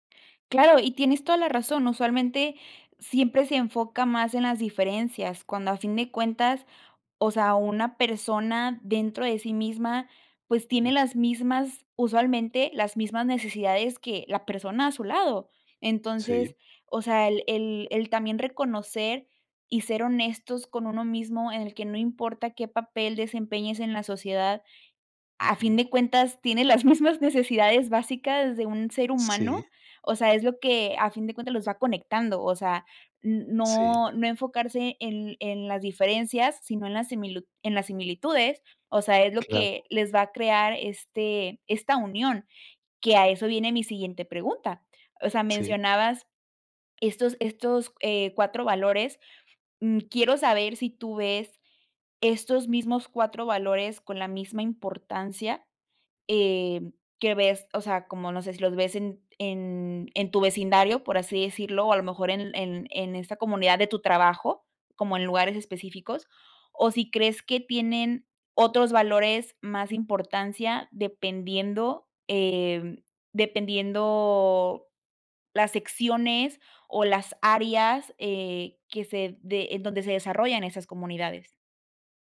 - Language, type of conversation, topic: Spanish, podcast, ¿Qué valores consideras esenciales en una comunidad?
- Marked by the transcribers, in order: laughing while speaking: "mismas necesidades"